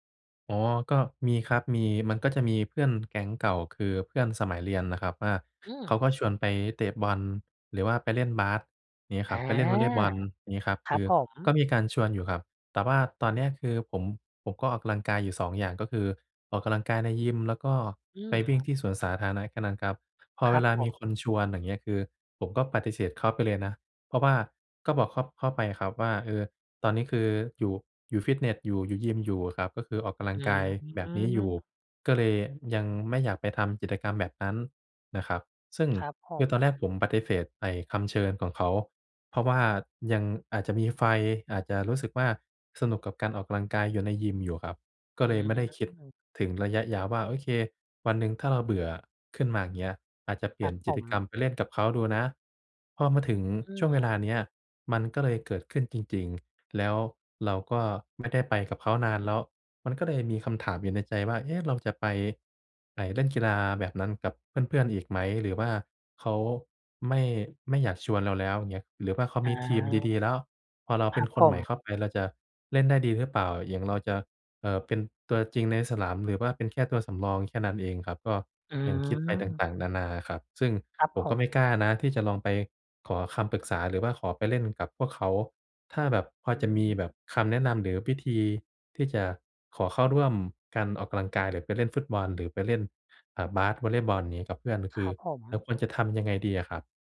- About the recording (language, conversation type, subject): Thai, advice, จะเริ่มทำกิจกรรมผ่อนคลายแบบไม่ตั้งเป้าหมายอย่างไรดีเมื่อรู้สึกหมดไฟและไม่มีแรงจูงใจ?
- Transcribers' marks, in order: tapping